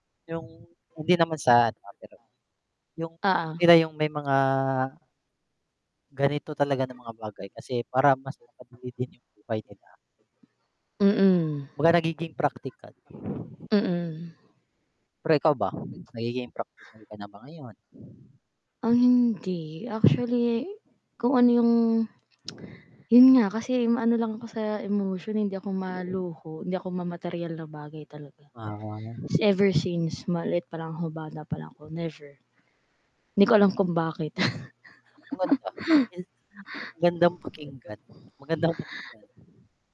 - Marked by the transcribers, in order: wind; chuckle
- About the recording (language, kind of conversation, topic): Filipino, unstructured, Mas pipiliin mo bang maging masaya pero walang pera, o maging mayaman pero laging malungkot?